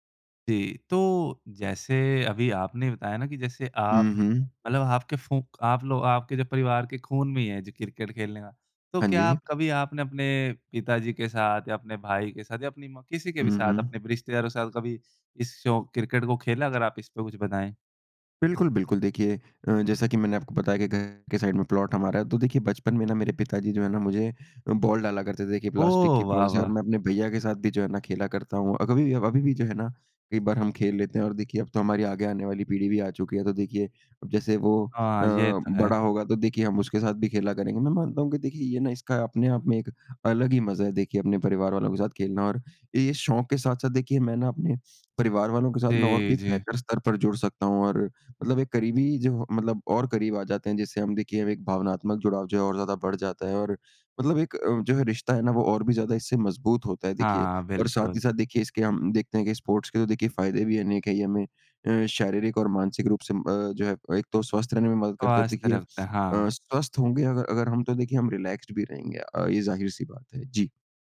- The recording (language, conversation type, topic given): Hindi, podcast, कौन सा शौक आपको सबसे ज़्यादा सुकून देता है?
- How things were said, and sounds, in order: in English: "साइड़"; in English: "प्लॉट"; tapping; in English: "बॉल"; in English: "स्पोर्ट्स"; in English: "रिलैक्सड"